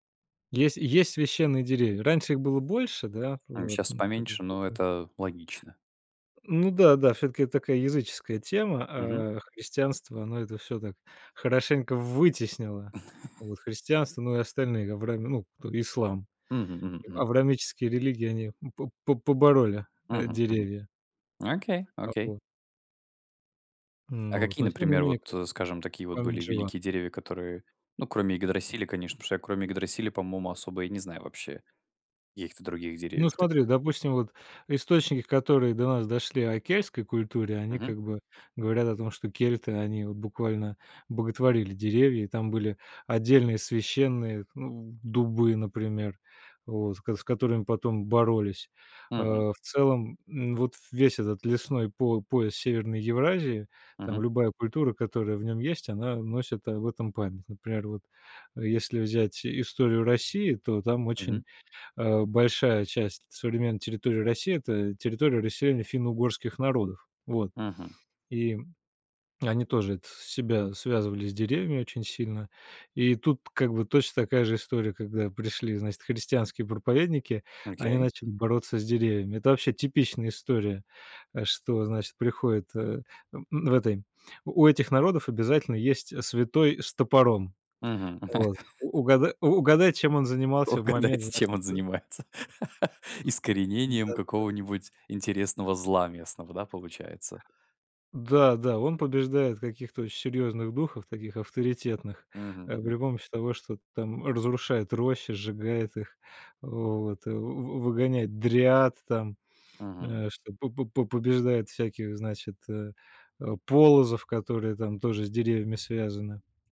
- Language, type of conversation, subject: Russian, podcast, Как вы рассказываете о величии старых деревьев?
- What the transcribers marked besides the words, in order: chuckle; unintelligible speech; chuckle; laughing while speaking: "Угадайте, чем он занимается"; other background noise